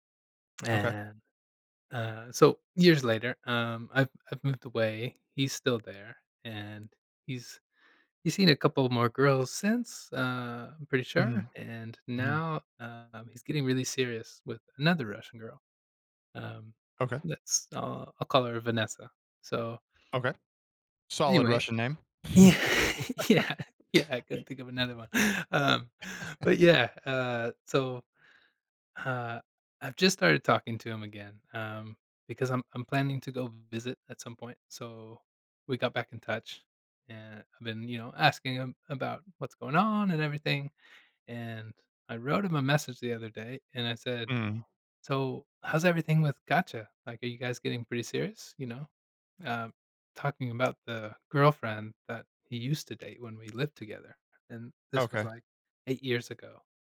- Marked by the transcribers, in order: laughing while speaking: "Yeah, yeah, yeah"; laugh; laugh; tapping
- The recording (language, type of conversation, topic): English, advice, How should I apologize after sending a message to the wrong person?
- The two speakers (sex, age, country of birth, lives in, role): male, 35-39, United States, United States, user; male, 40-44, United States, United States, advisor